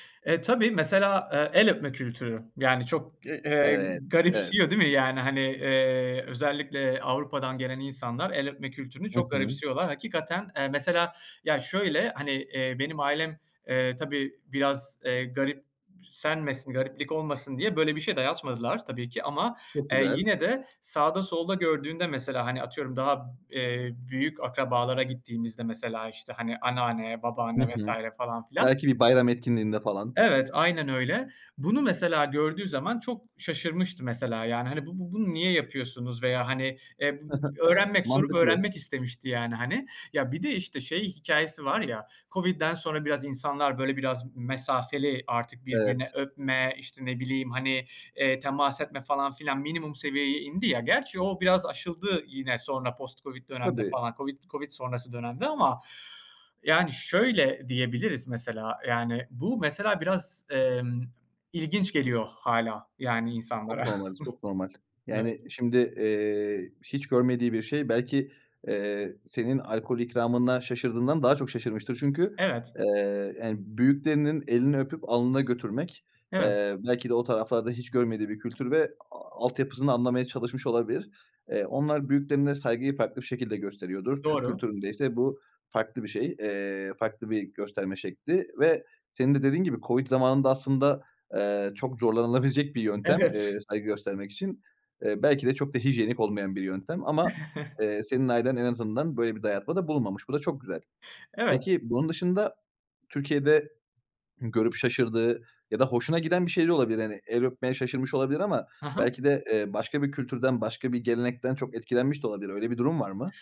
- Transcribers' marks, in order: chuckle; in English: "post"; chuckle; other background noise; chuckle
- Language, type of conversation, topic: Turkish, podcast, İki kültür arasında olmak nasıl hissettiriyor?